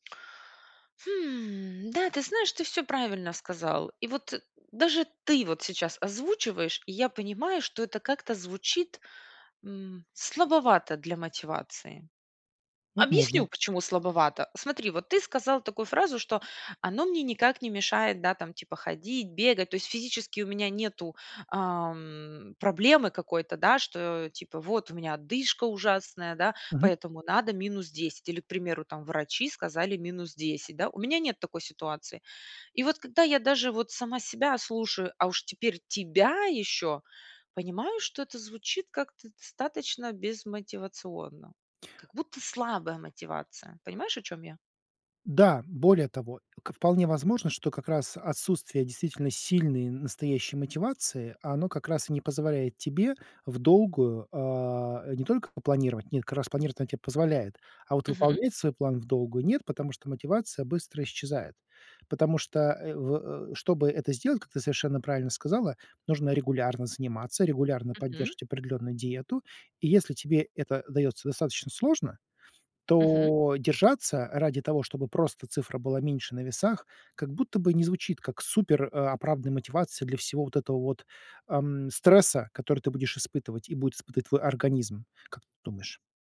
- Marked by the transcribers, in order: drawn out: "Хм"; stressed: "тебя"
- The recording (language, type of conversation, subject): Russian, advice, Как поставить реалистичную и достижимую цель на год, чтобы не терять мотивацию?